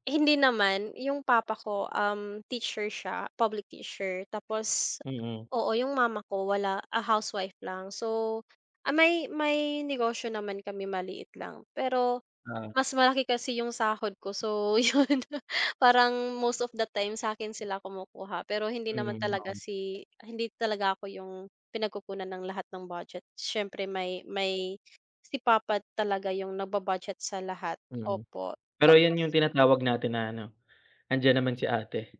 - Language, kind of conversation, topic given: Filipino, unstructured, Paano mo pinaplano ang iyong badyet buwan-buwan, at ano ang una mong naiisip kapag pinag-uusapan ang pagtitipid?
- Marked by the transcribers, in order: chuckle; unintelligible speech; other background noise